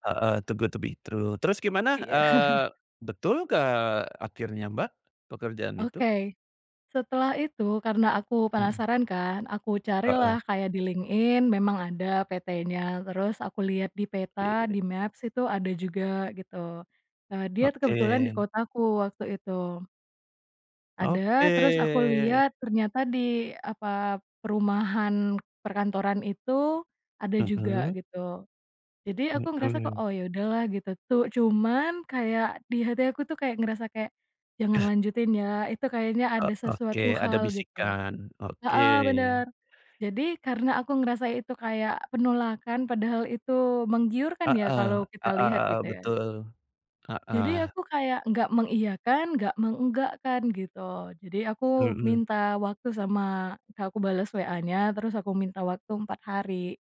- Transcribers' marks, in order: in English: "too good to be true"; chuckle; unintelligible speech; in English: "di-Maps"
- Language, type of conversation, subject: Indonesian, podcast, Bagaimana pengalamanmu menunjukkan bahwa intuisi bisa dilatih?